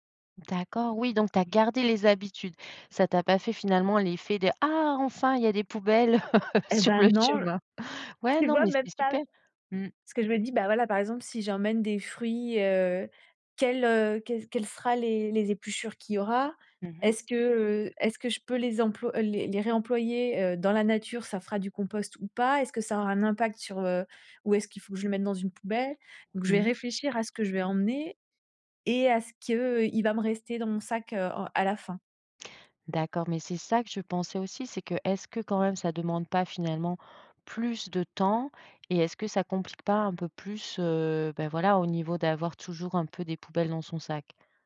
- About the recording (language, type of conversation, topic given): French, podcast, Quels gestes simples réduisent vraiment tes déchets quand tu pars en balade ?
- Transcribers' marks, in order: stressed: "ah"; laugh; other background noise; stressed: "non"; laughing while speaking: "sur le chemin"